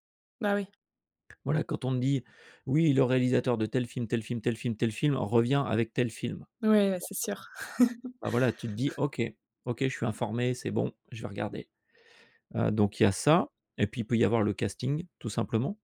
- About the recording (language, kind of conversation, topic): French, podcast, Comment choisis-tu un film à regarder maintenant ?
- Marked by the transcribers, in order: other background noise; tapping; chuckle